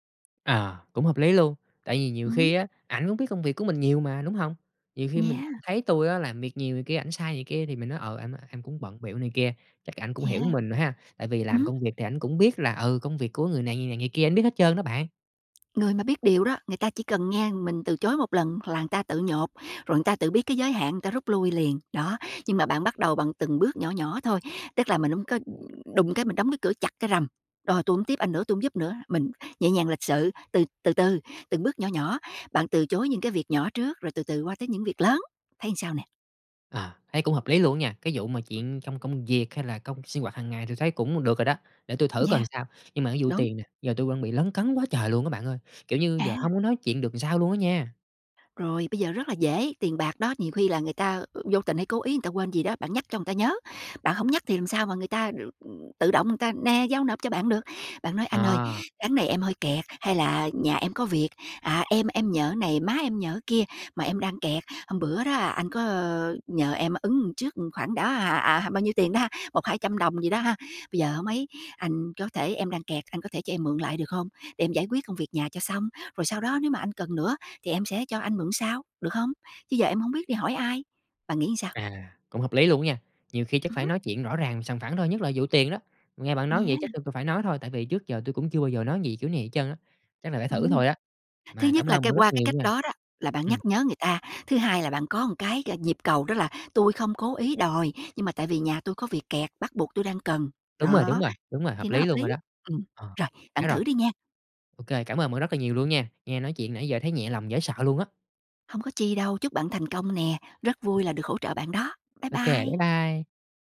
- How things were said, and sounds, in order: tapping; other background noise
- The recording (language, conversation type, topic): Vietnamese, advice, Bạn lợi dụng mình nhưng mình không biết từ chối